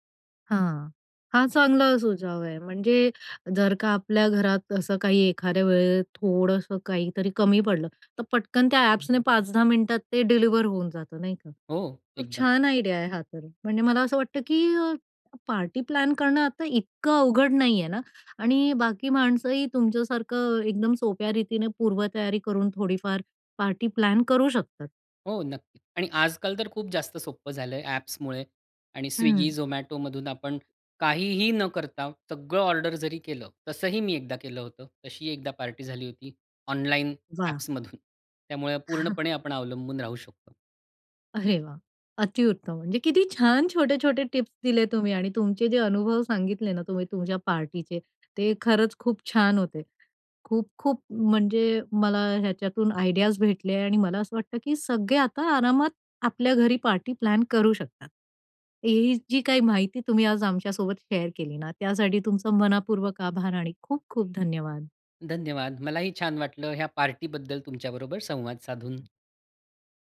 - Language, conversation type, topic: Marathi, podcast, जेव्हा पाहुण्यांसाठी जेवण वाढायचे असते, तेव्हा तुम्ही उत्तम यजमान कसे बनता?
- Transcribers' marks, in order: in Hindi: "सुझाव"; tapping; in English: "आयडिया"; other background noise; chuckle; in English: "आयडियाज"; in English: "शेअर"